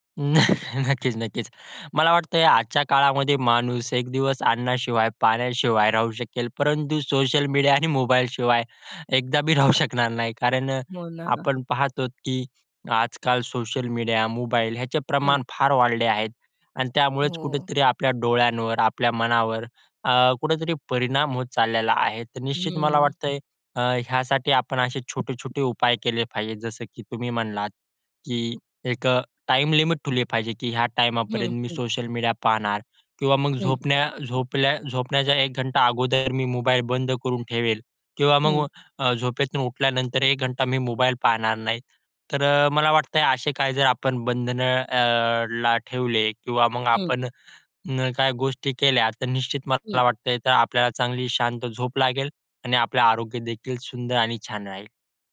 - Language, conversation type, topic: Marathi, podcast, झोपेपूर्वी शांत होण्यासाठी तुम्ही काय करता?
- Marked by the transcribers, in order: chuckle; laughing while speaking: "आणि मोबाईलशिवाय"; laughing while speaking: "राहू शकणार"; other background noise